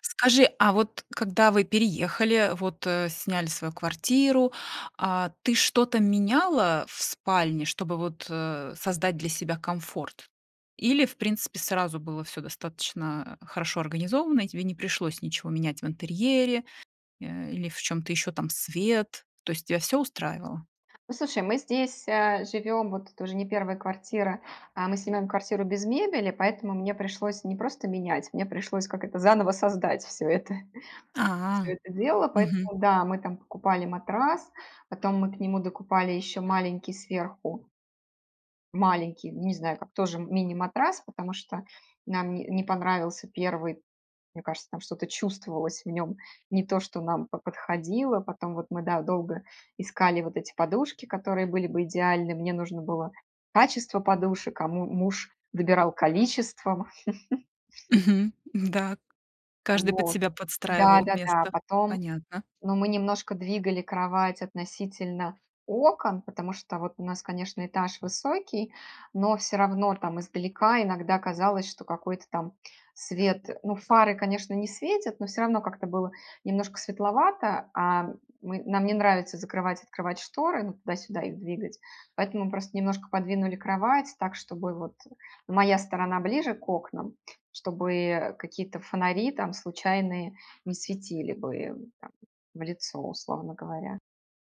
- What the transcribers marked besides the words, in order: "слушай" said as "сушай"; chuckle; chuckle
- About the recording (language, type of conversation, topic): Russian, podcast, Как организовать спальное место, чтобы лучше высыпаться?